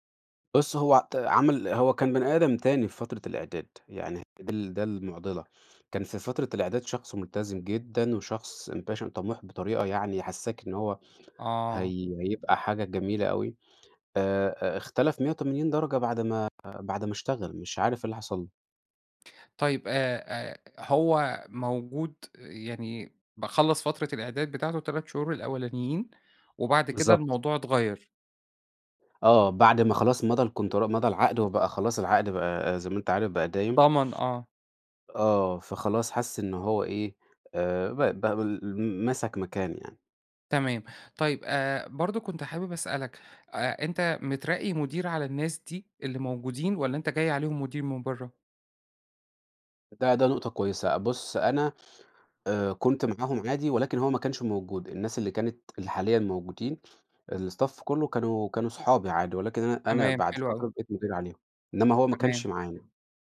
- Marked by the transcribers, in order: in English: "Passion"; other background noise; in English: "الContra"; in English: "الStaff"
- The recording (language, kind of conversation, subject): Arabic, advice, إزاي أواجه موظف مش ملتزم وده بيأثر على أداء الفريق؟